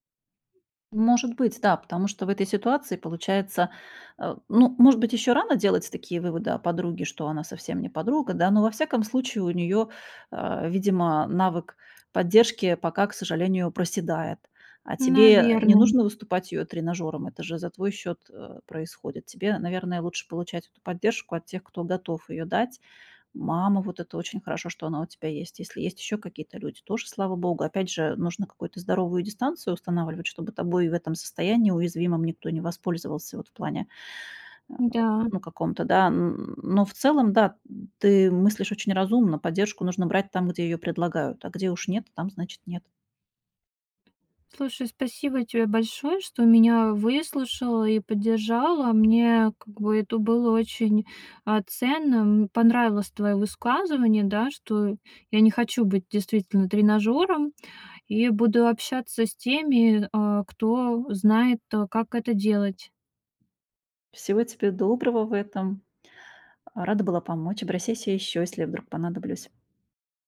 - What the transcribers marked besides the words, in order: tapping
- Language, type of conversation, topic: Russian, advice, Как справиться с болью из‑за общих друзей, которые поддерживают моего бывшего?